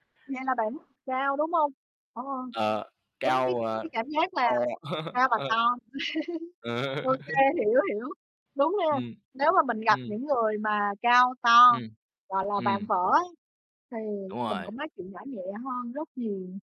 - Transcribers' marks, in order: distorted speech; chuckle; laughing while speaking: "Ờ"; laugh; tapping; static; laughing while speaking: "Ờ"; chuckle; other background noise
- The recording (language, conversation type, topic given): Vietnamese, unstructured, Bạn sẽ làm gì khi cả hai bên đều không chịu nhượng bộ?
- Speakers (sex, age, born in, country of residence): female, 50-54, Vietnam, Vietnam; male, 20-24, Vietnam, Vietnam